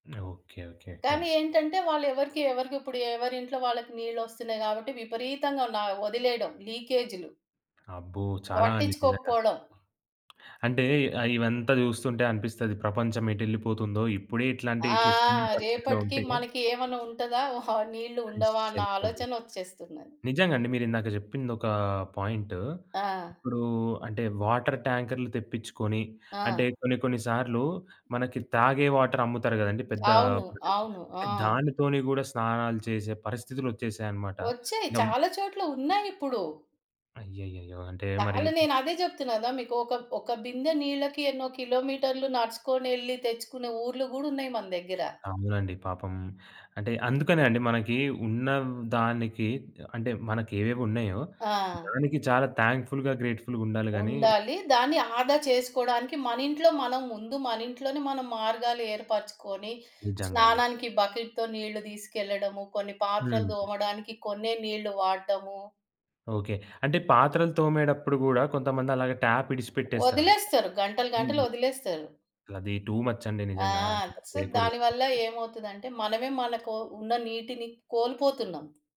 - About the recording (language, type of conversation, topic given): Telugu, podcast, నీటిని ఆదా చేయడానికి మీరు అనుసరించే సరళమైన సూచనలు ఏమిటి?
- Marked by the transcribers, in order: other background noise; tapping; giggle; in English: "వాటర్"; in English: "వాటర్"; in English: "ప్రొడక్షన్‌లో"; in English: "థాంక్ఫుల్‌గా, గ్రేట్‌ఫుల్‌గా"; in English: "టాప్"; in English: "టూ ముచ్"; in English: "సో"